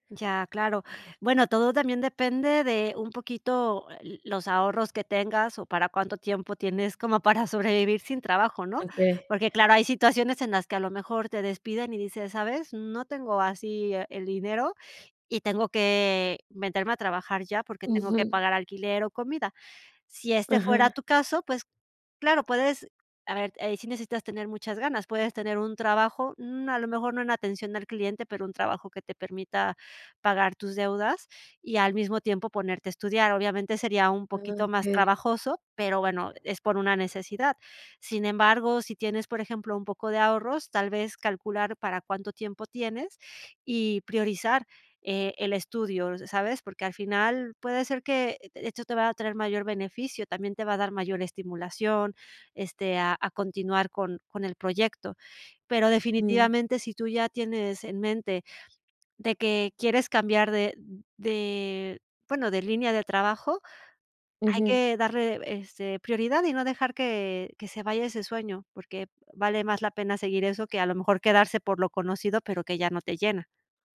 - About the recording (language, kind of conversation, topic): Spanish, advice, ¿Cómo puedo replantear mi rumbo profesional después de perder mi trabajo?
- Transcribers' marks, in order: other background noise